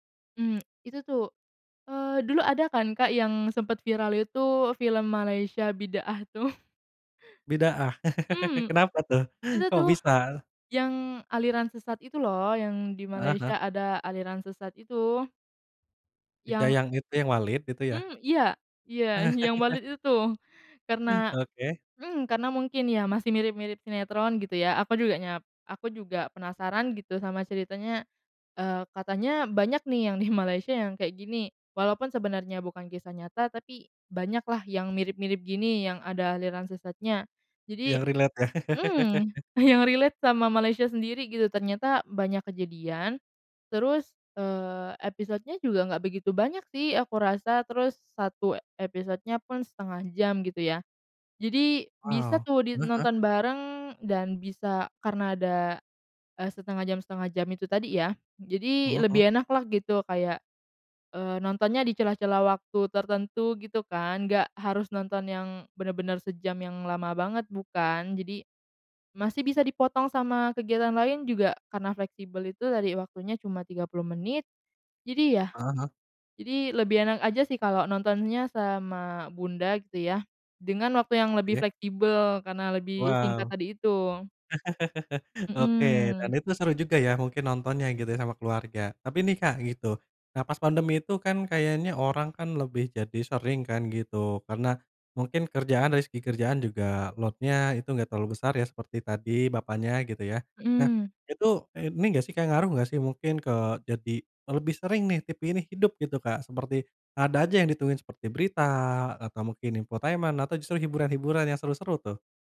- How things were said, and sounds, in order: chuckle; chuckle; laughing while speaking: "di"; in English: "relate"; chuckle; laughing while speaking: "yang"; in English: "relate"; other background noise; chuckle; in English: "load-nya"; in English: "infotainment"
- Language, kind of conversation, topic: Indonesian, podcast, Apa pengaruh pandemi terhadap kebiasaan menonton televisi menurutmu?